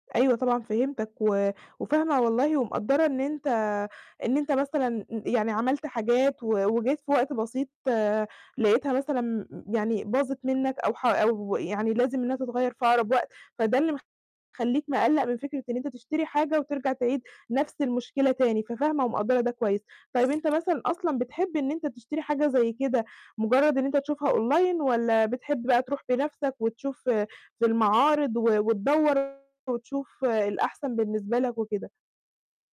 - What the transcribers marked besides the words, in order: distorted speech; in English: "Online"
- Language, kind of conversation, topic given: Arabic, advice, إزاي أتعلم أشتري بذكاء عشان أجيب حاجات وهدوم بجودة كويسة وبسعر معقول؟